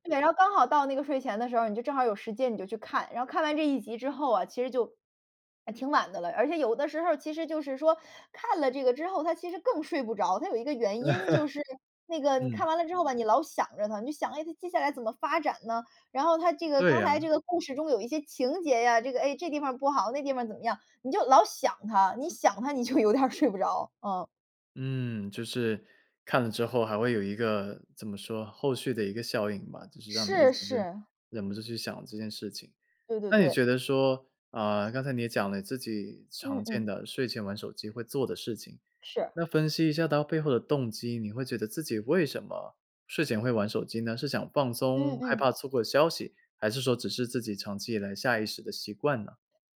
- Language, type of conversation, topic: Chinese, podcast, 你如何控制自己睡前玩手机？
- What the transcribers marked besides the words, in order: laugh; laughing while speaking: "就有点睡不着"